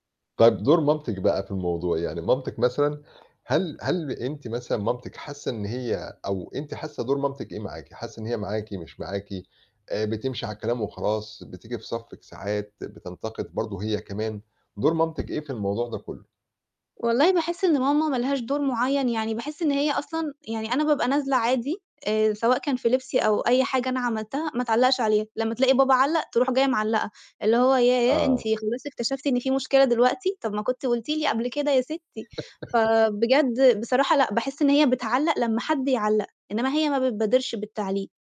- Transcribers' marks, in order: static; laugh
- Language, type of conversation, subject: Arabic, advice, إزاي أتعامل مع النقد اللي بيجيلي باستمرار من حد من عيلتي؟